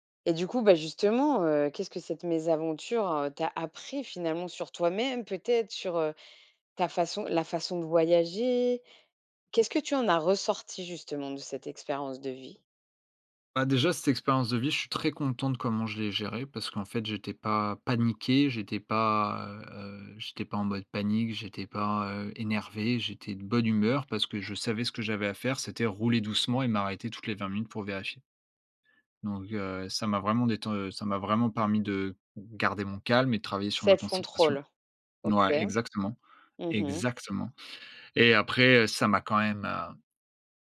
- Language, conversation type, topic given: French, podcast, Quelle aventure imprévue t’est arrivée pendant un voyage ?
- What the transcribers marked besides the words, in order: stressed: "paniqué"; stressed: "Exactement"